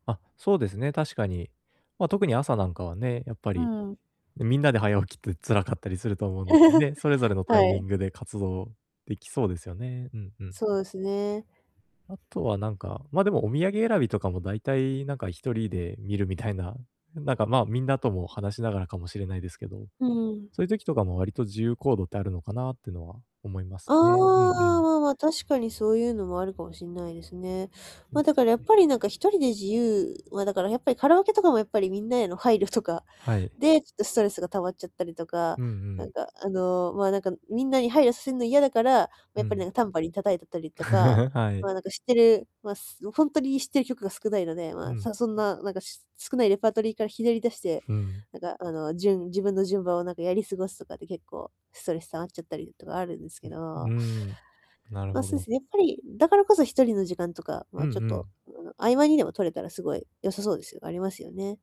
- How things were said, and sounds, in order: chuckle; laughing while speaking: "みたいな"; other background noise; laughing while speaking: "とか"; laugh
- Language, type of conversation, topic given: Japanese, advice, 旅先でのストレスをどうやって減らせますか？